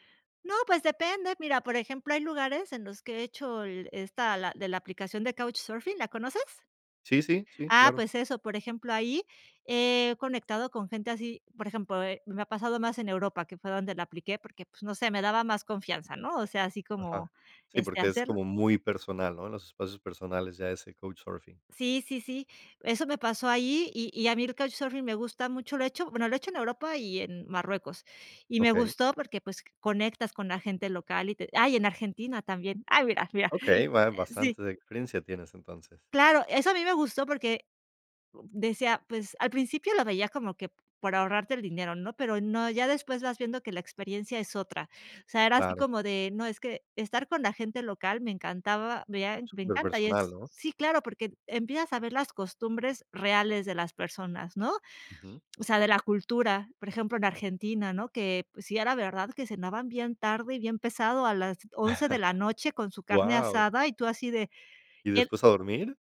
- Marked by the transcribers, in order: chuckle
- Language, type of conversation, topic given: Spanish, podcast, ¿Qué haces para conocer gente nueva cuando viajas solo?